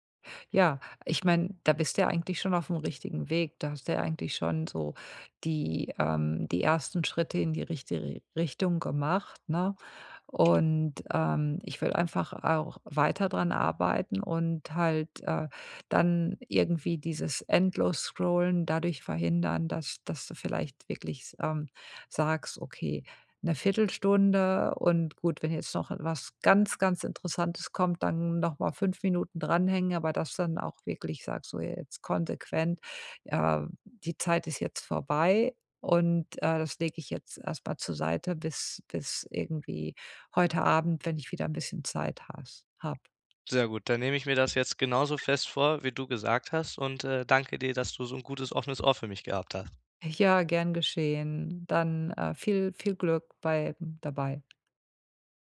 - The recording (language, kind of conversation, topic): German, advice, Wie erreiche ich meine Ziele effektiv, obwohl ich prokrastiniere?
- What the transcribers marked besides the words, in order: tapping; other background noise